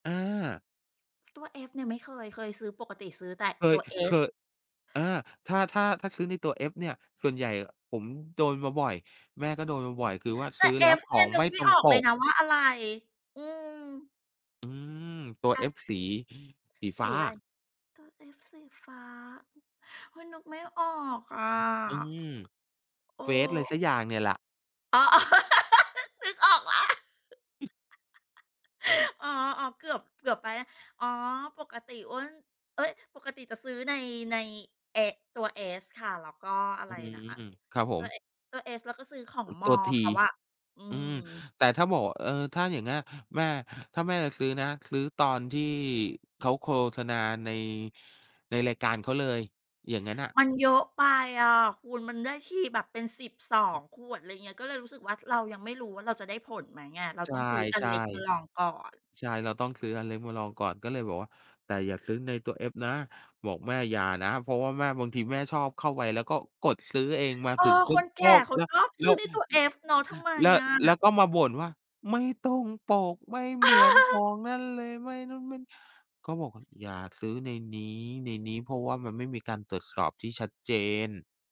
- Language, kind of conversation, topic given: Thai, unstructured, การโฆษณาเกินจริงในวงการบันเทิงรบกวนคุณไหม?
- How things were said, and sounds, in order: other background noise; tapping; other noise; laugh; chuckle; laugh